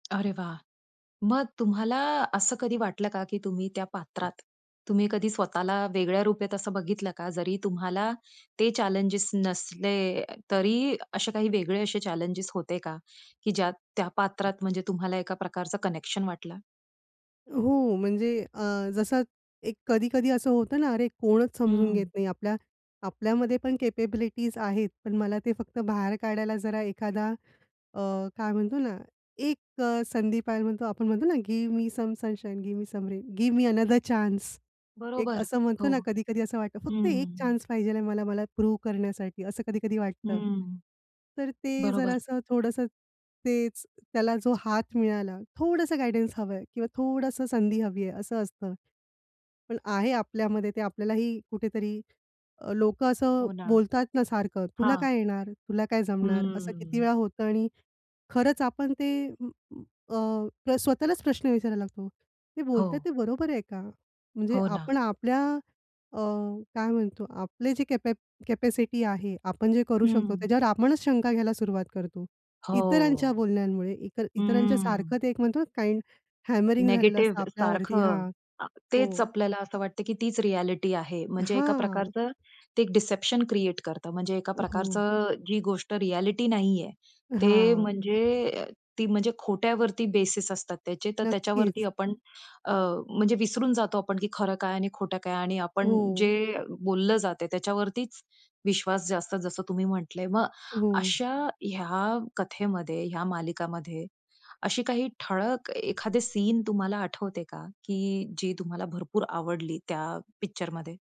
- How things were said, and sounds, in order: tapping; other noise; in English: "कॅपेबिलिटीज"; in English: "गिव्ह मी सम सनशाईन, गिव्ह मी सम रेन, गिव्ह मी अनदर चान्स"; in English: "प्रूव्ह"; other background noise; drawn out: "हो"; in English: "काइंड हॅमरिंग"; in English: "डिसेप्शन"
- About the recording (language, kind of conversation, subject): Marathi, podcast, तुम्हाला नेहमी कोणती कथा किंवा मालिका सर्वाधिक भावते?